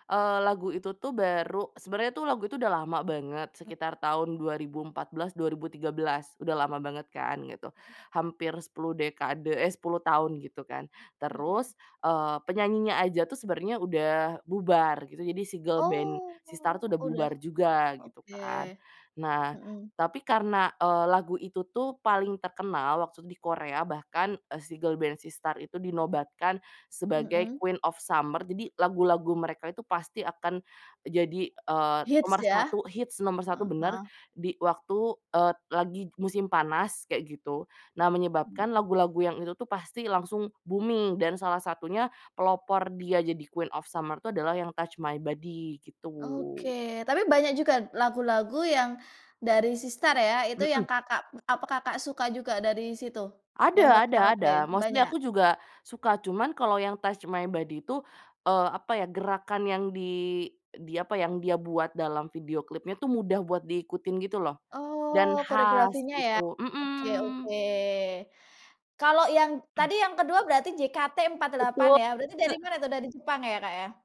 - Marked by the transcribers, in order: drawn out: "Oh"; in English: "girl band"; in English: "girl band"; in English: "booming"; in English: "Mostly"; throat clearing
- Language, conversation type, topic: Indonesian, podcast, Lagu apa yang selalu kamu pilih untuk dinyanyikan saat karaoke?